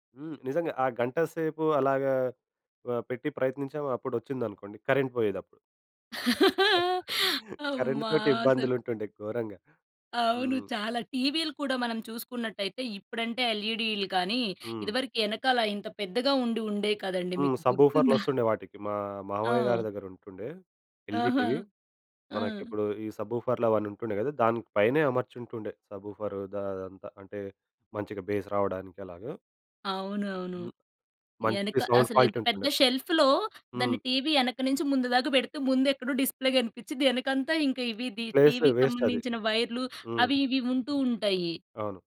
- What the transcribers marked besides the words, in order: in English: "కరెంట్"; laugh; chuckle; in English: "ఎల్‌జి టీవీ"; in English: "బేస్"; in English: "సౌండ్ క్వాలిటీ"; in English: "షెల్ఫ్‌లో"; in English: "డిస్‌ప్లే"; in English: "ప్లేస్"
- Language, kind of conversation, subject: Telugu, podcast, వీడియో కాసెట్‌లు లేదా డీవీడీలు ఉన్న రోజుల్లో మీకు ఎలాంటి అనుభవాలు గుర్తొస్తాయి?
- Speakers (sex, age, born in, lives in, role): female, 30-34, India, India, host; male, 25-29, India, India, guest